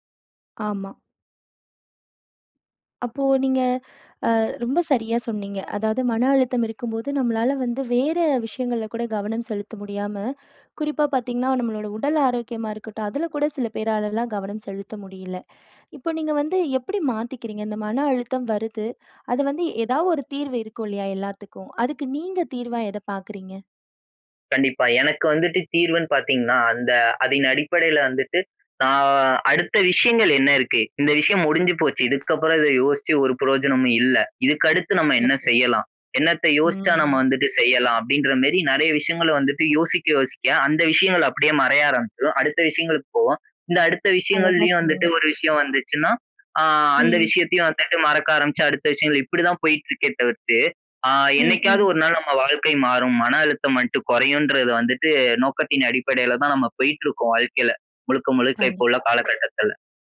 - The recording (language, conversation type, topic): Tamil, podcast, மனஅழுத்தத்தை நீங்கள் எப்படித் தணிக்கிறீர்கள்?
- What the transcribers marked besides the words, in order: other background noise; drawn out: "ம்"